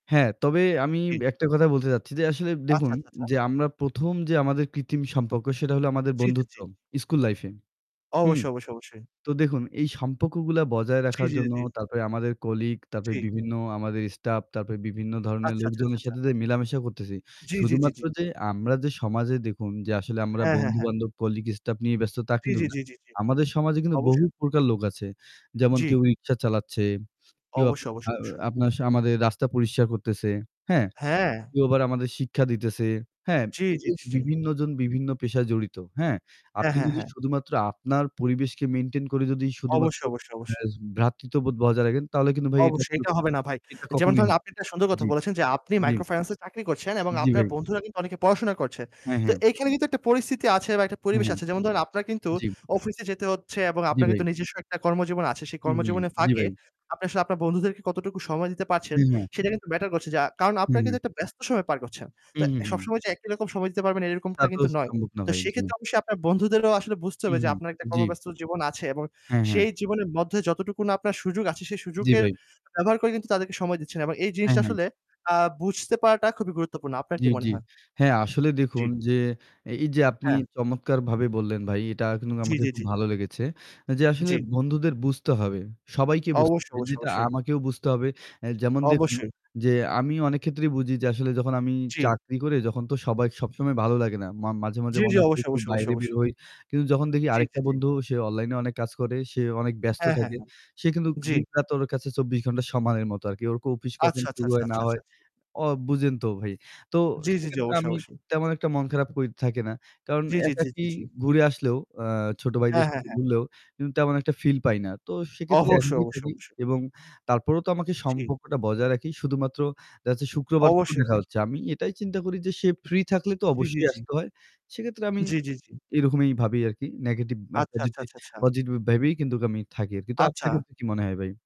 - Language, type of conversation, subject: Bengali, unstructured, আপনার মতে, সমাজে ভ্রাতৃত্ববোধ কীভাবে বাড়ানো যায়?
- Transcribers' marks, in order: unintelligible speech; unintelligible speech; static; "কিন্তু" said as "কিন্তুক"; "কিন্তু" said as "কিন্তুক"; unintelligible speech; "কিন্তু" said as "কিন্তুক"